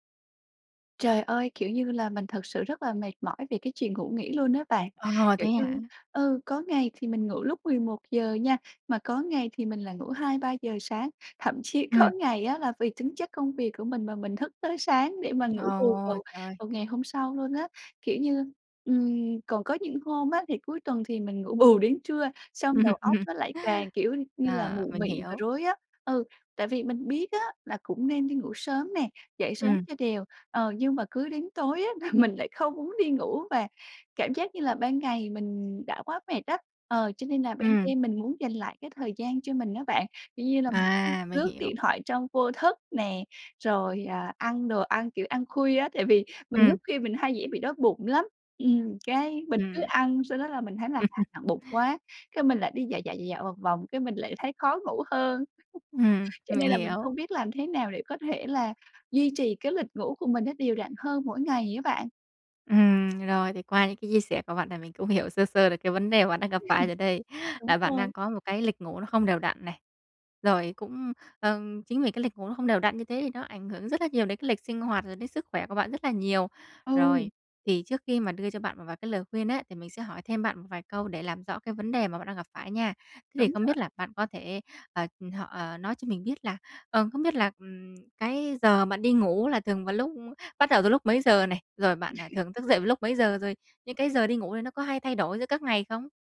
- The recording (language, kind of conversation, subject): Vietnamese, advice, Làm thế nào để duy trì lịch ngủ đều đặn mỗi ngày?
- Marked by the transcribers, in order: tapping; laughing while speaking: "có"; stressed: "bù"; laughing while speaking: "Ừm, ừm"; other background noise; laughing while speaking: "là mình"; unintelligible speech; laugh; laugh; laughing while speaking: "hiểu"; unintelligible speech; laugh